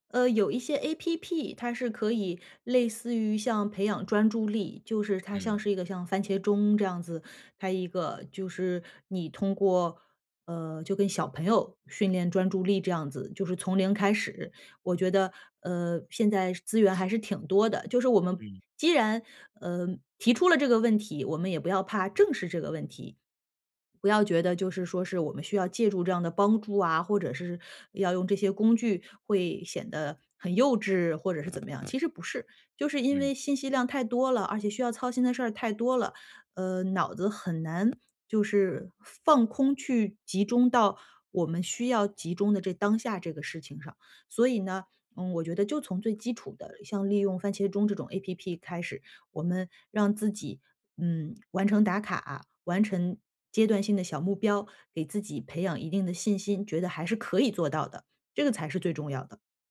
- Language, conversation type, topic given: Chinese, advice, 看电影或听音乐时总是走神怎么办？
- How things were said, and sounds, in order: sniff; other background noise